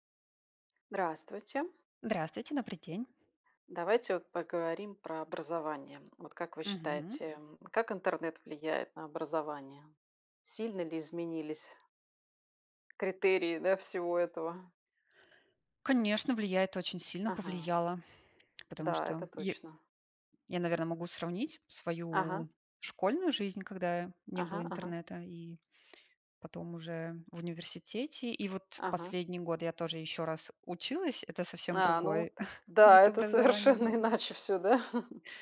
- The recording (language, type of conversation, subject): Russian, unstructured, Как интернет влияет на образование сегодня?
- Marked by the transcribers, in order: tapping; chuckle; laughing while speaking: "совершенно иначе всё, да?"; chuckle